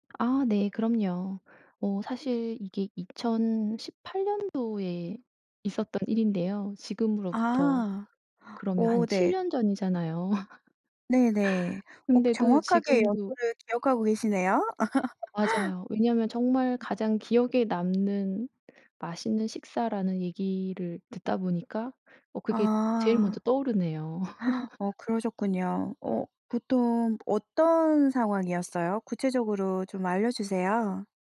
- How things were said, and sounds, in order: other background noise; laugh; laugh; laugh
- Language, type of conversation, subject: Korean, podcast, 가장 기억에 남는 맛있는 식사는 무엇이었나요?